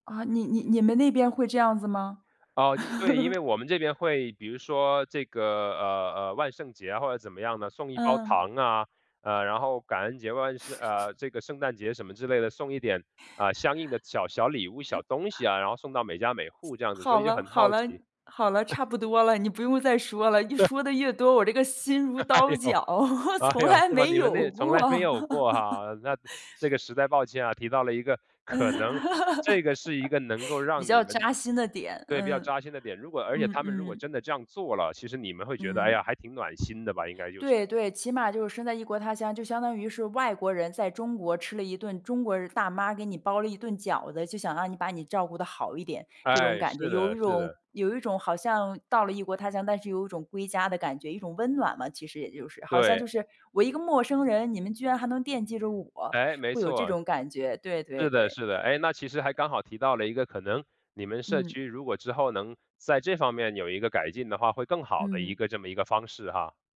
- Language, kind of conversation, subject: Chinese, podcast, 怎么营造让人有归属感的社区氛围？
- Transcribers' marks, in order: laugh; other background noise; laugh; chuckle; chuckle; chuckle; laugh; laugh